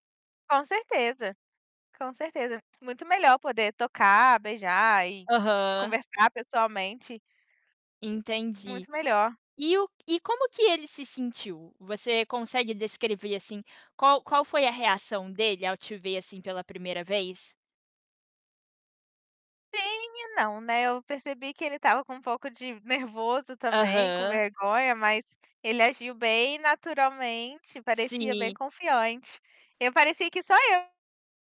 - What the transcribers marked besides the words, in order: static; tapping
- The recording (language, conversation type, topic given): Portuguese, podcast, Como foi o encontro mais inesperado que você teve durante uma viagem?
- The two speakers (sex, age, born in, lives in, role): female, 25-29, Brazil, United States, guest; female, 25-29, Brazil, United States, host